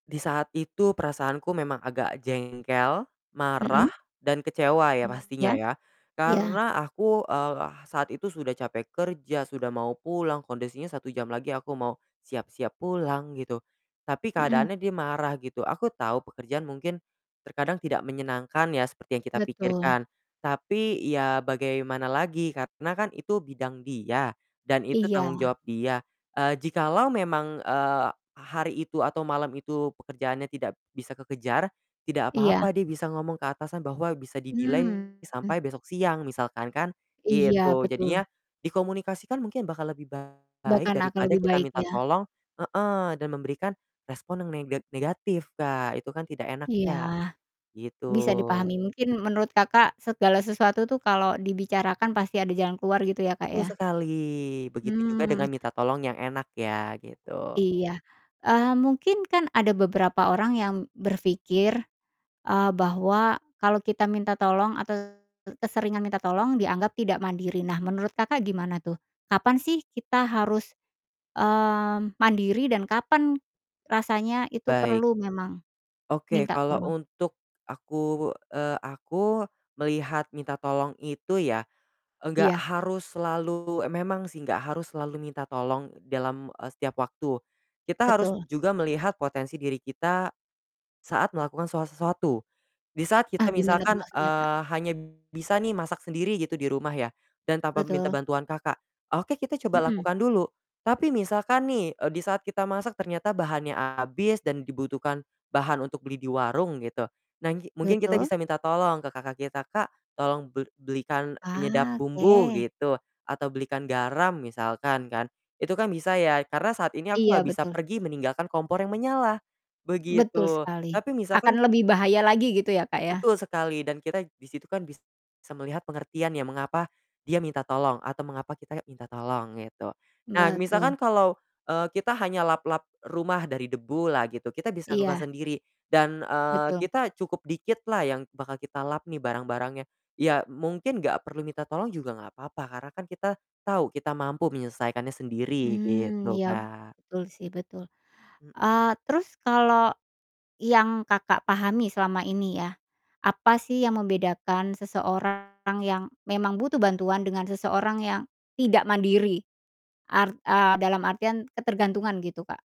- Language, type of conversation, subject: Indonesian, podcast, Gimana kamu belajar supaya lebih berani minta bantuan?
- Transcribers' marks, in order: distorted speech; in English: "delay"; "oke" said as "key"; tapping